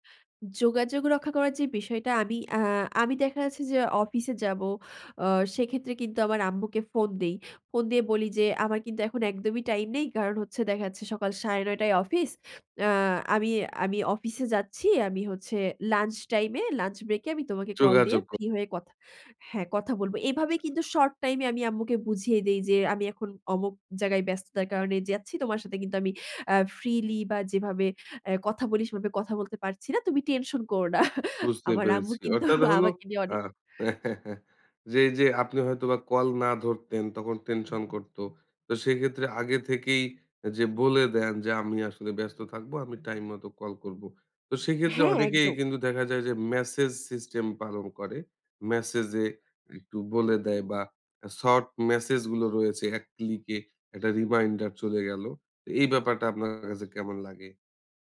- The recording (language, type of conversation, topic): Bengali, podcast, কিভাবে পরিচিতিদের সঙ্গে সম্পর্ক ধরে রাখেন?
- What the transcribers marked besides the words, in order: unintelligible speech; chuckle; laughing while speaking: "কিন্তু"; chuckle; tapping; "শর্ট" said as "ছট"